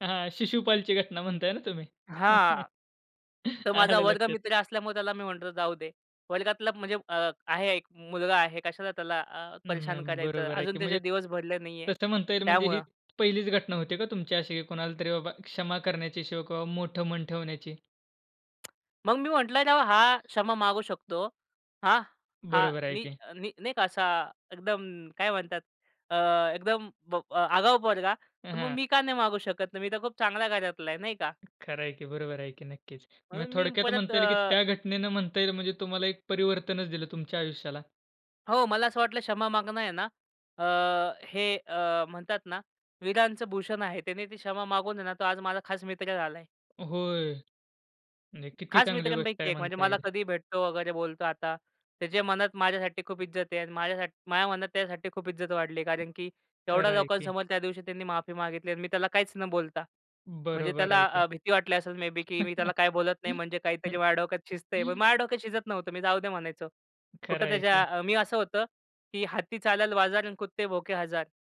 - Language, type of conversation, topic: Marathi, podcast, क्षमेसाठी माफी मागताना कोणते शब्द खऱ्या अर्थाने बदल घडवतात?
- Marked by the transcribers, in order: chuckle; laughing while speaking: "आलं लक्षात"; other background noise; tapping; in English: "मे बे"; laugh